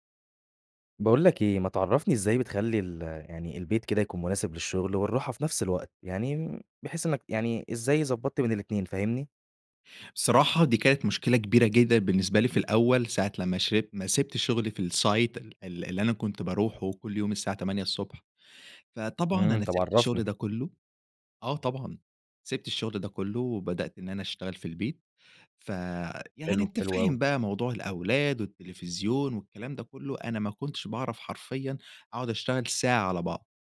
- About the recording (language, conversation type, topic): Arabic, podcast, إزاي تخلي البيت مناسب للشغل والراحة مع بعض؟
- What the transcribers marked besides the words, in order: in English: "الsite"; tapping